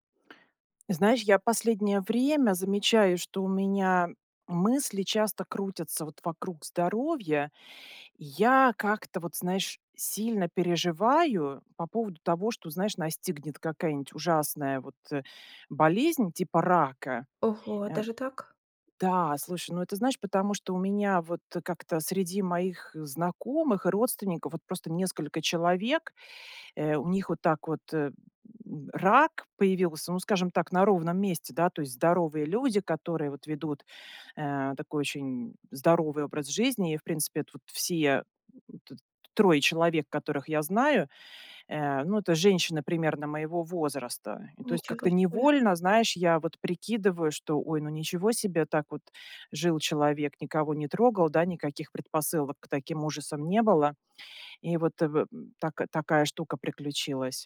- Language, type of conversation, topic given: Russian, advice, Как вы справляетесь с навязчивыми переживаниями о своём здоровье, когда реальной угрозы нет?
- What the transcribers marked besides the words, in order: tapping; "какая-нибудь" said as "какая-нить"; other background noise